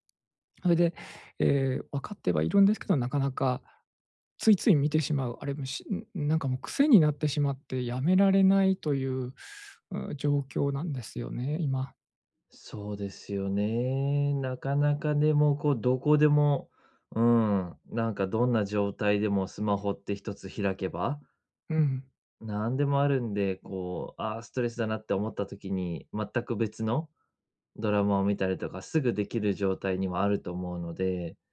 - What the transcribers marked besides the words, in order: none
- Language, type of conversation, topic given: Japanese, advice, ストレスが強いとき、不健康な対処をやめて健康的な行動に置き換えるにはどうすればいいですか？